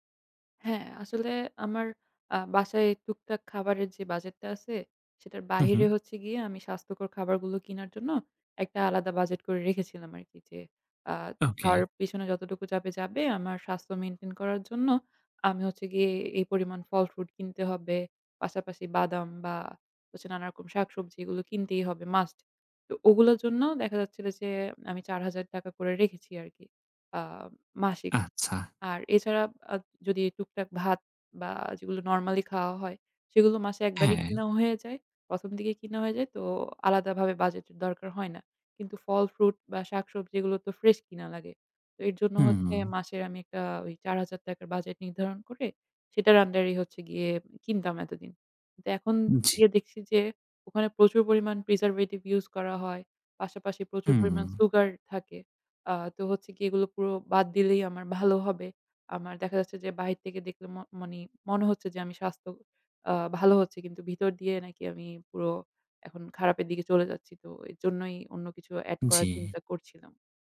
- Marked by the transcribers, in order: tapping; other background noise; stressed: "must"; in English: "preservative use"
- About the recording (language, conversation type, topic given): Bengali, advice, বাজেটের মধ্যে স্বাস্থ্যকর খাবার কেনা কেন কঠিন লাগে?